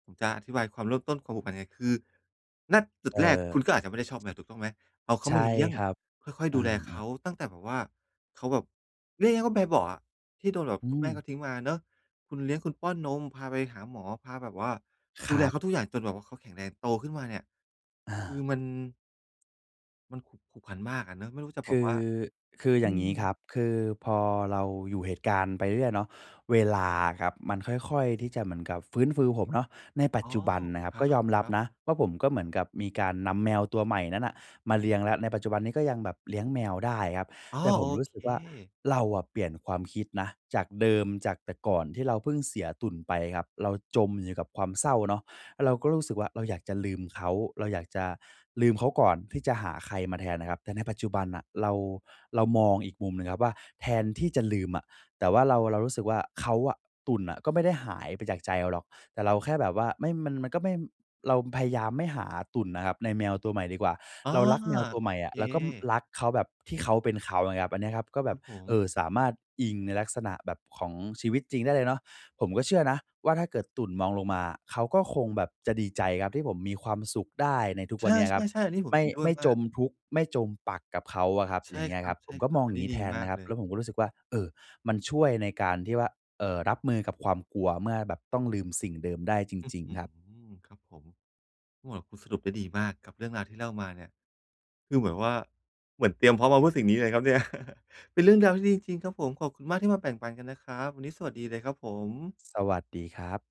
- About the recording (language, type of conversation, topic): Thai, podcast, คุณรับมือกับความกลัวเวลาอยากปล่อยวางสิ่งเดิม ๆ อย่างไร?
- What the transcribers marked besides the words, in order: "ผูกพัน" said as "ขุกพัน"; "ฟื้นฟู" said as "ฟื้นฟือ"; chuckle